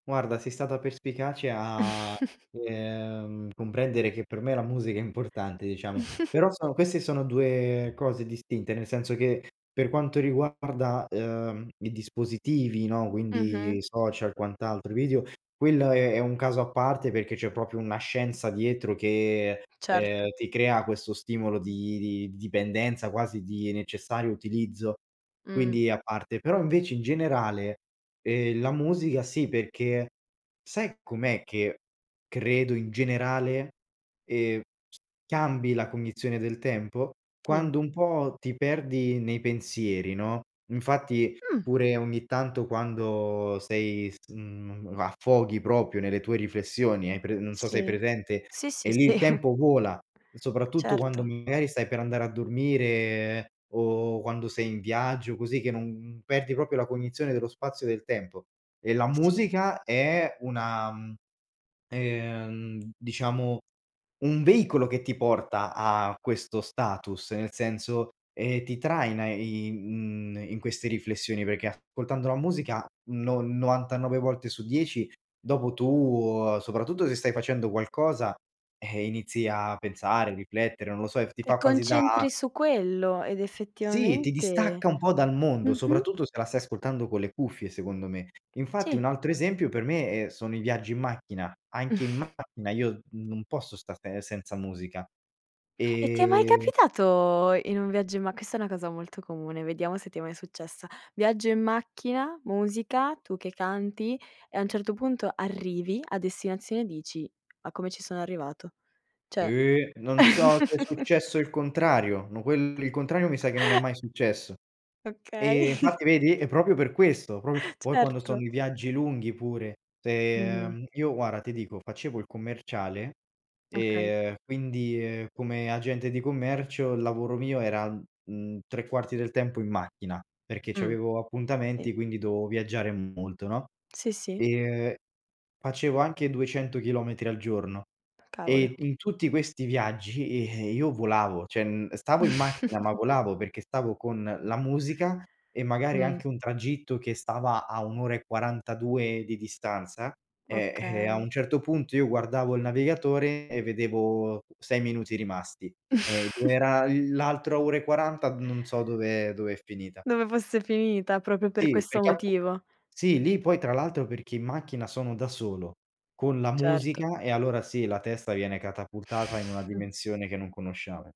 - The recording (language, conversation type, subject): Italian, podcast, Qual è l'attività che ti fa perdere la cognizione del tempo?
- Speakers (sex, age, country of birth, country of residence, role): female, 25-29, Italy, Italy, host; male, 25-29, Italy, Italy, guest
- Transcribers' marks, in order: chuckle; giggle; "proprio" said as "propio"; other background noise; "proprio" said as "propio"; chuckle; "proprio" said as "propio"; chuckle; "Cioè" said as "ceh"; laugh; chuckle; chuckle; "proprio" said as "propio"; laughing while speaking: "Certo"; "proprio" said as "propio"; "cioè" said as "ceh"; snort; snort; "proprio" said as "propio"; snort